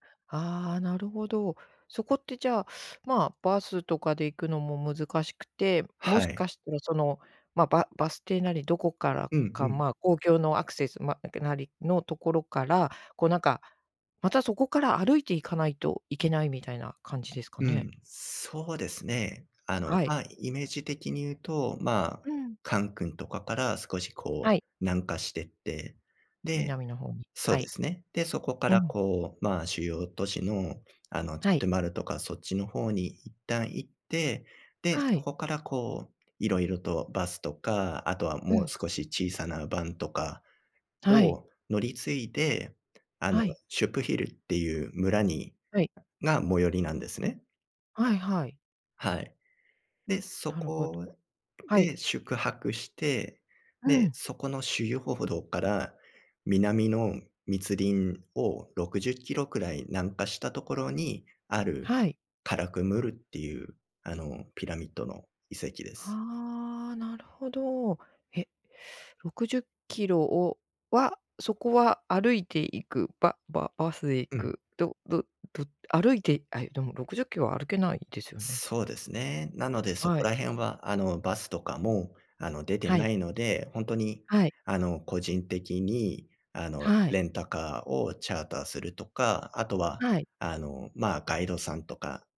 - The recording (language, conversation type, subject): Japanese, podcast, 旅で見つけた秘密の場所について話してくれますか？
- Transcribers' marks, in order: other noise; "主要道" said as "しゅゆほほどう"